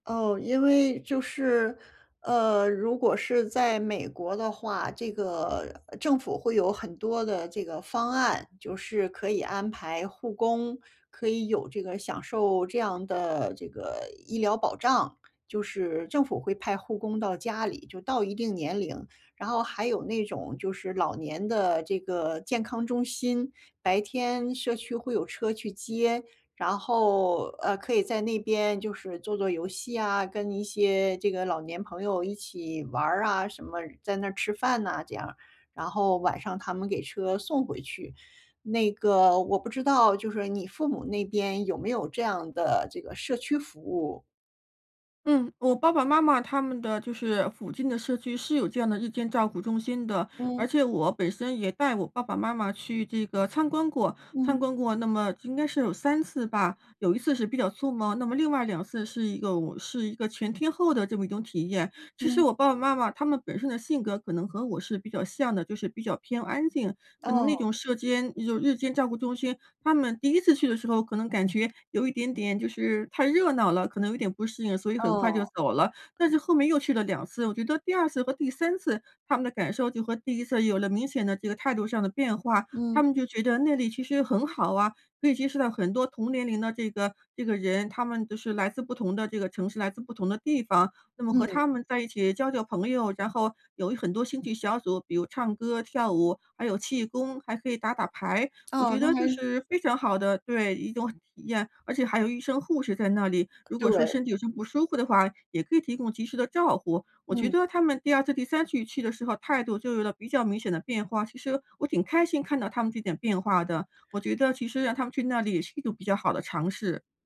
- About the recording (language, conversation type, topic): Chinese, advice, 我该如何在工作与照顾年迈父母之间找到平衡？
- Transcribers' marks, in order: other background noise